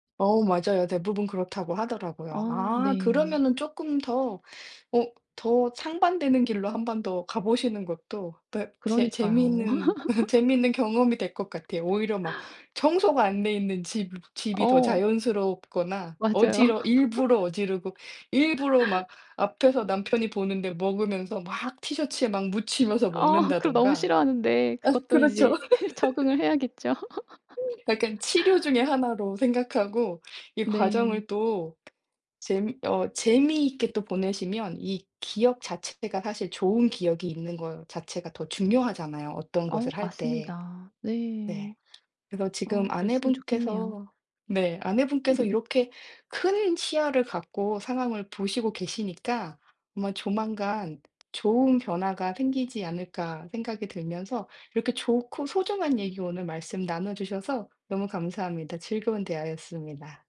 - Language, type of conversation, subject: Korean, podcast, 완벽해야 한다는 마음이 결정을 내리는 데 방해가 된다고 느끼시나요?
- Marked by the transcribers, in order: other background noise; tapping; laugh; laugh; laugh; laugh; unintelligible speech; laugh; laugh